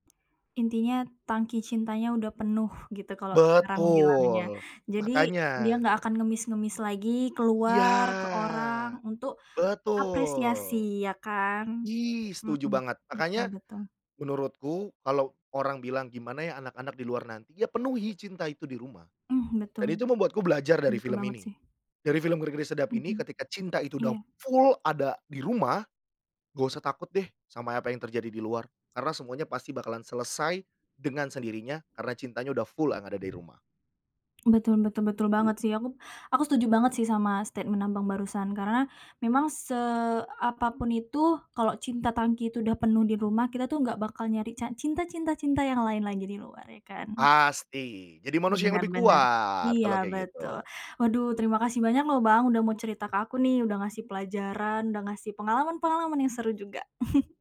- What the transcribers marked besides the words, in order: drawn out: "Iya"; other background noise; stressed: "full"; in English: "statement"; chuckle
- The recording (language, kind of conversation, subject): Indonesian, podcast, Film apa yang paling berpengaruh buat kamu, dan kenapa?